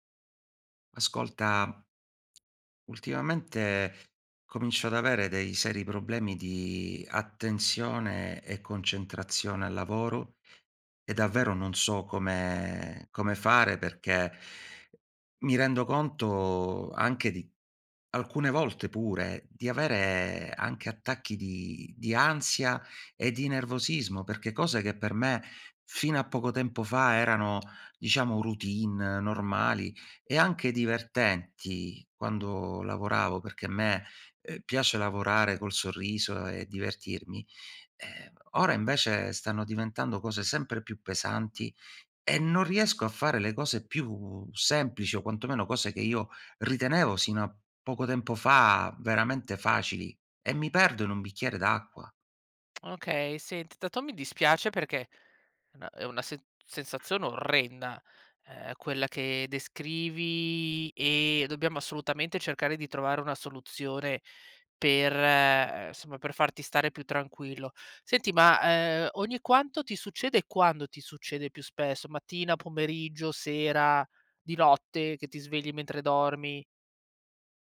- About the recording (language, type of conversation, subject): Italian, advice, Perché faccio fatica a concentrarmi e a completare i compiti quotidiani?
- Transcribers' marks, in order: "comincio" said as "cominscio"; other background noise; "soluzione" said as "soluziore"